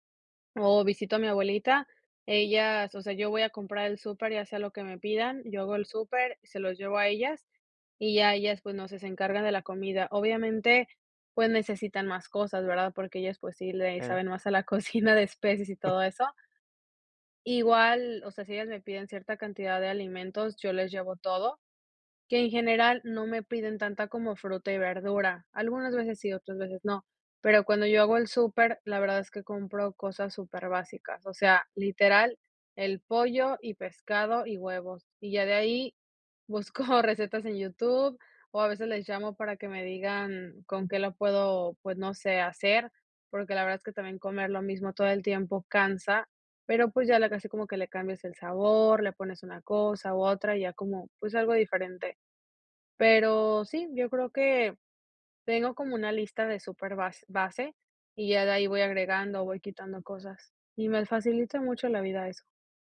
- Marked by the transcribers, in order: laughing while speaking: "la cocina de especias"; other noise; laughing while speaking: "busco"
- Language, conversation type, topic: Spanish, podcast, ¿Cómo planificas las comidas de la semana sin volverte loco?